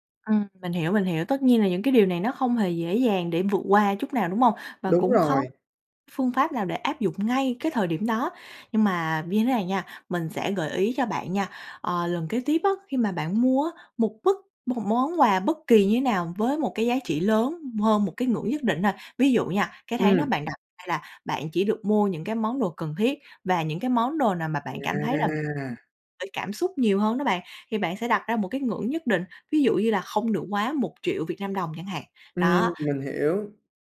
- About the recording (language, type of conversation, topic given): Vietnamese, advice, Bạn có thường cảm thấy tội lỗi sau mỗi lần mua một món đồ đắt tiền không?
- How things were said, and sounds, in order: tapping